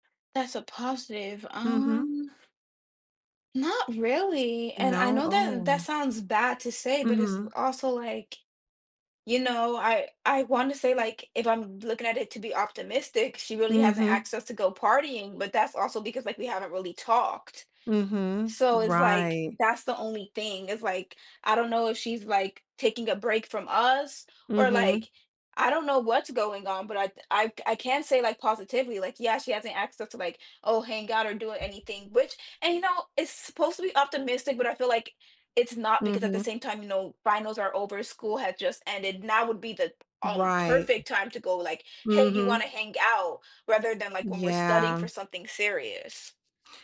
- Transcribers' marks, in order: other background noise; tapping
- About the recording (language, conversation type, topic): English, advice, How can I improve my work-life balance?
- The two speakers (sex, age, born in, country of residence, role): female, 20-24, United States, United States, user; female, 35-39, United States, United States, advisor